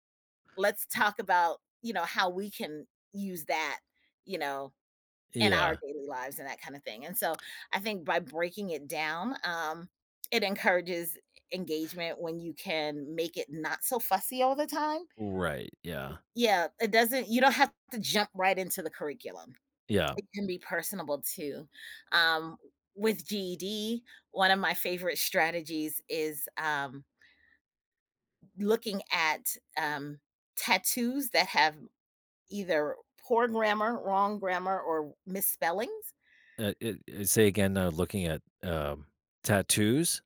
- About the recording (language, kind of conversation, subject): English, podcast, How can encouraging questions in class help students become more curious and confident learners?
- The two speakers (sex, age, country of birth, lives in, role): female, 45-49, United States, United States, guest; male, 50-54, United States, United States, host
- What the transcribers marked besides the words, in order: other background noise; tapping